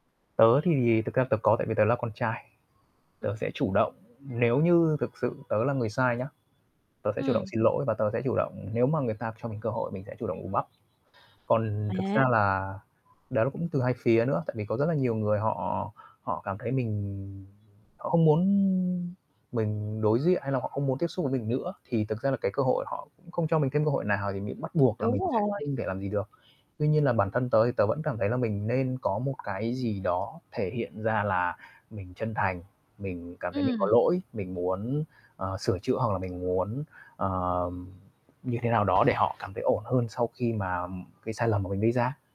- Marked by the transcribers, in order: static; other background noise; tapping
- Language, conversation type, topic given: Vietnamese, podcast, Bạn làm gì để thương bản thân hơn mỗi khi mắc sai lầm?